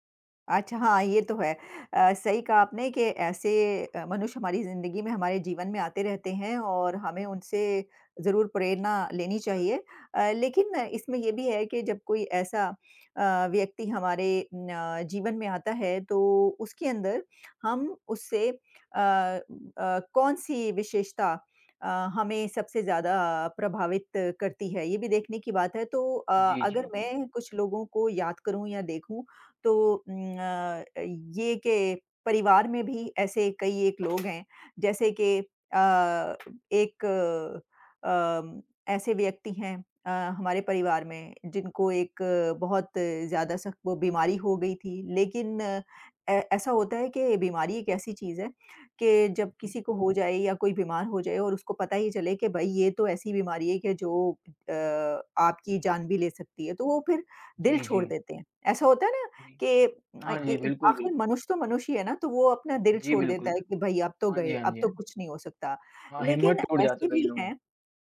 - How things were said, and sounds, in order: other background noise; tapping
- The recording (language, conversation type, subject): Hindi, unstructured, आपके जीवन में सबसे प्रेरणादायक व्यक्ति कौन रहा है?